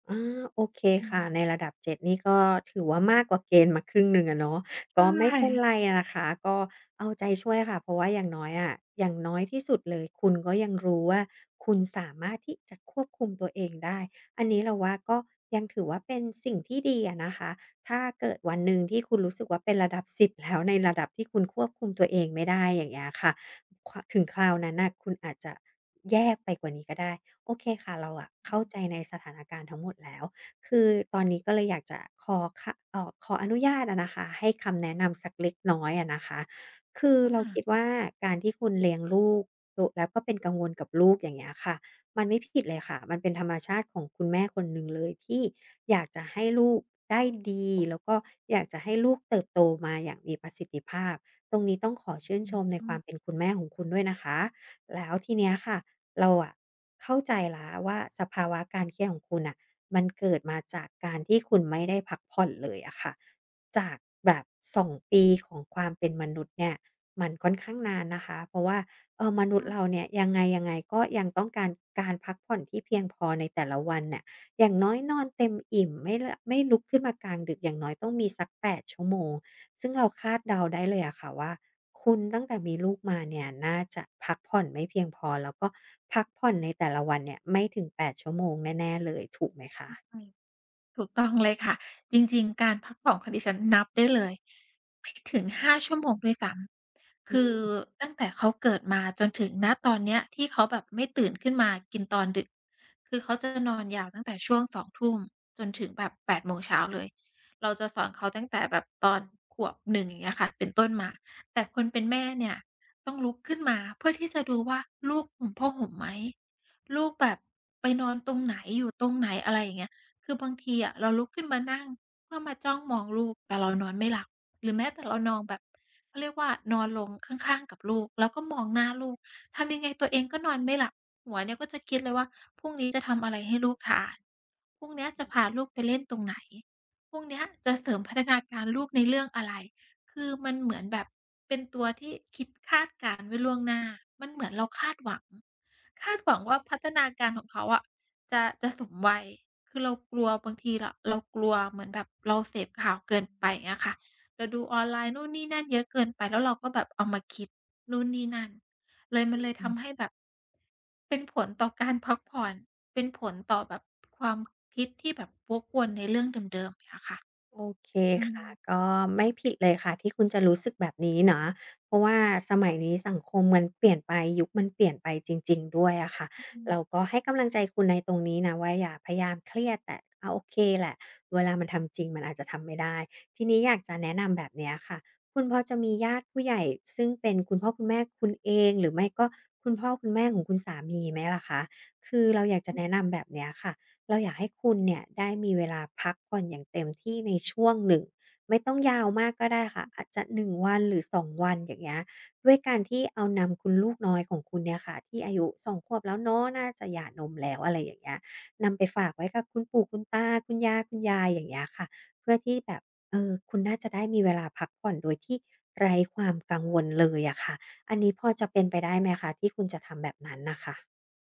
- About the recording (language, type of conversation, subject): Thai, advice, ความเครียดทำให้พักผ่อนไม่ได้ ควรผ่อนคลายอย่างไร?
- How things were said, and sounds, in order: other background noise